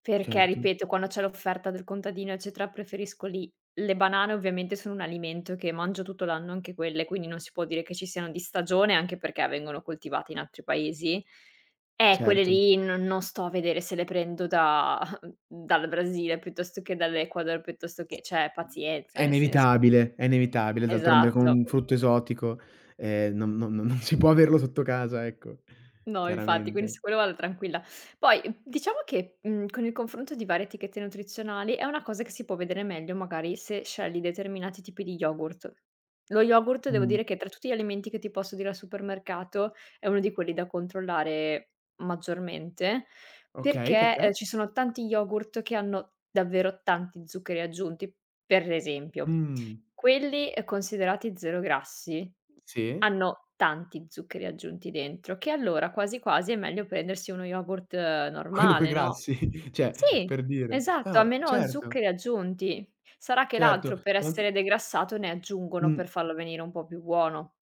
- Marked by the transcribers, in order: drawn out: "da"; chuckle; other background noise; tapping; "cioè" said as "ceh"; laughing while speaking: "non si"; unintelligible speech; laughing while speaking: "Quello"; laughing while speaking: "grassi"
- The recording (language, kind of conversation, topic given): Italian, podcast, Come scegli i cibi al supermercato per restare in salute?